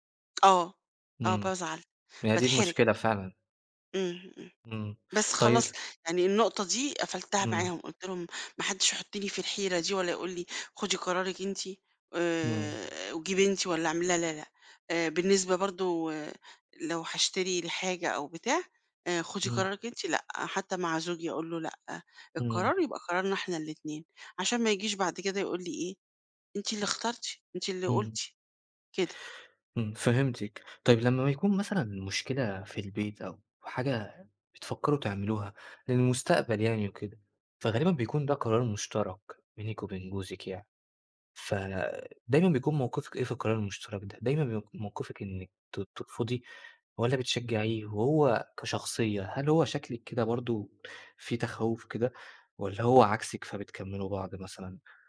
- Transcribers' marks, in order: none
- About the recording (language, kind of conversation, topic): Arabic, advice, إزاي أتجنب إني أأجل قرار كبير عشان خايف أغلط؟